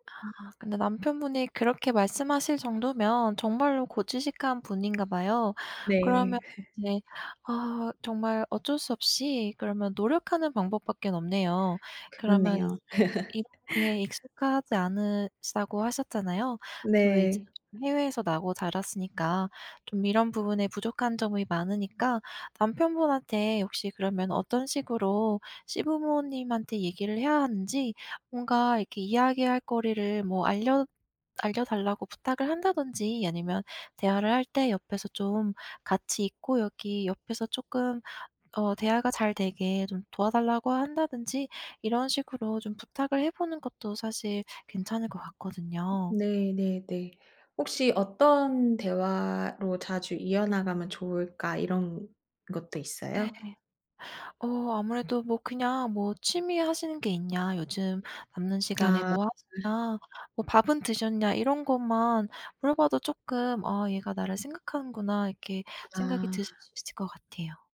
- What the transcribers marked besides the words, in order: other background noise; laugh; laugh; tapping
- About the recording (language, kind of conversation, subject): Korean, advice, 결혼이나 재혼으로 생긴 새 가족과의 갈등을 어떻게 해결하면 좋을까요?